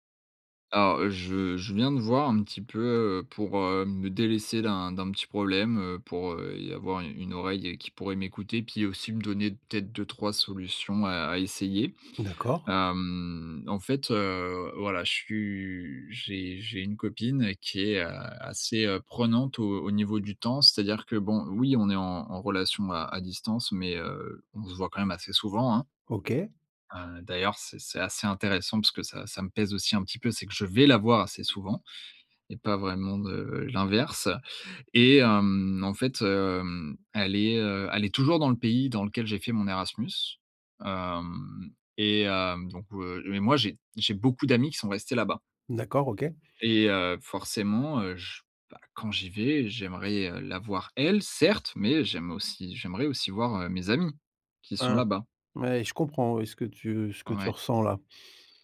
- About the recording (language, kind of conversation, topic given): French, advice, Comment gérer ce sentiment d’étouffement lorsque votre partenaire veut toujours être ensemble ?
- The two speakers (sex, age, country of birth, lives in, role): male, 20-24, France, France, user; male, 50-54, France, Spain, advisor
- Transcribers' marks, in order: tapping; stressed: "vais"; stressed: "beaucoup"; stressed: "certes"; other background noise